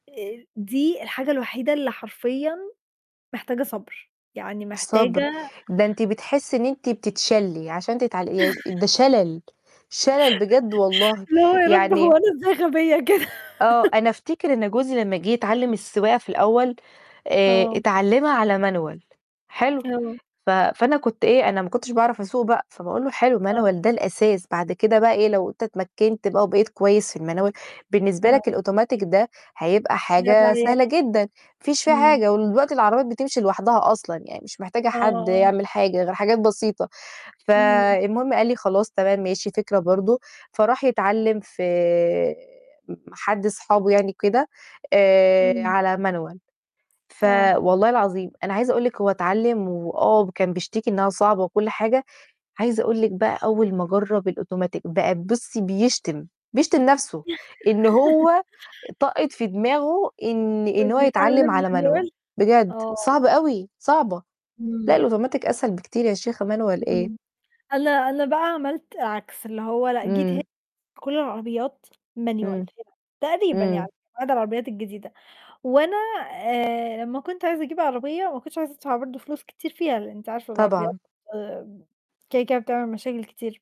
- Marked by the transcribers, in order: chuckle; laughing while speaking: "اللي هو يا رب هو أنا إزاي غبية كده؟"; tapping; laugh; in English: "Manual"; in English: "Manual"; in English: "الManual"; unintelligible speech; in English: "Manual"; laugh; in English: "Manual"; in English: "Manual"; unintelligible speech; in English: "الautomatic"; in English: "Manual"; in English: "Manual"
- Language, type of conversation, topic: Arabic, unstructured, إنت بتحب تتعلم حاجات جديدة إزاي؟